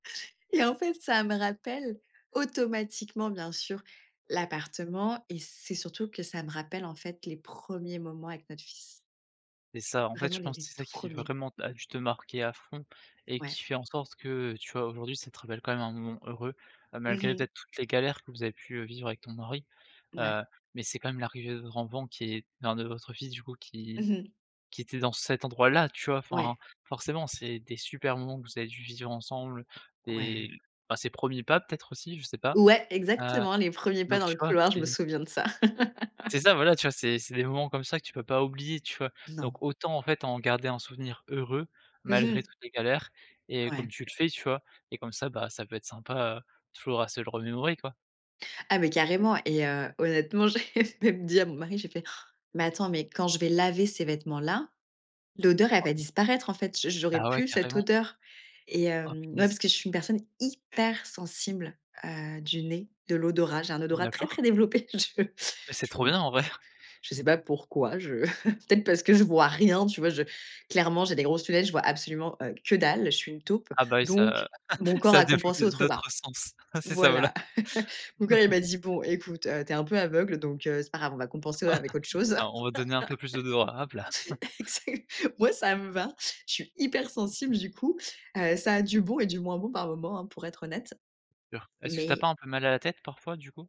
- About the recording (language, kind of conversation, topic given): French, podcast, Quelles odeurs dans la maison te rappellent un moment heureux ?
- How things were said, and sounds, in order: other background noise; laugh; laugh; laughing while speaking: "j'ai dit à mon mari"; inhale; unintelligible speech; laughing while speaking: "en vrai !"; laugh; laugh; laughing while speaking: "ça a développé d'autres sens. C'est ça voilà"; laugh; laugh; laugh; laughing while speaking: "exact, moi ça me va"; tapping